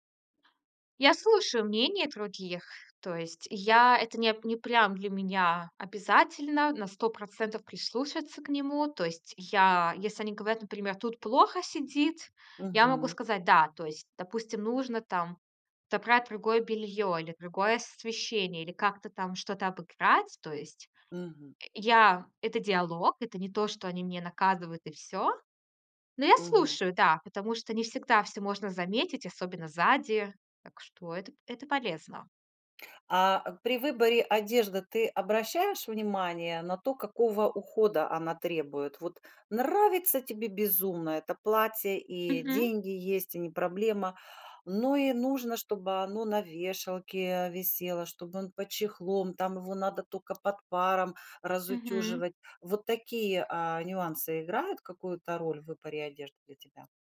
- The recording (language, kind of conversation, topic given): Russian, podcast, Как выбирать одежду, чтобы она повышала самооценку?
- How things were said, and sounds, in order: tapping